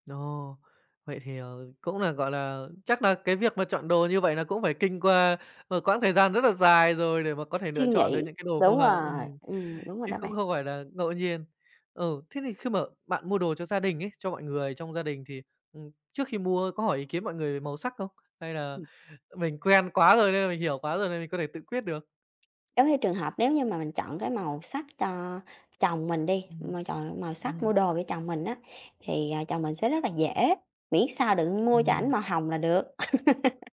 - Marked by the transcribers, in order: "cũng" said as "khũng"; other background noise; tapping; laugh
- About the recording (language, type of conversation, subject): Vietnamese, podcast, Màu sắc trang phục ảnh hưởng đến tâm trạng của bạn như thế nào?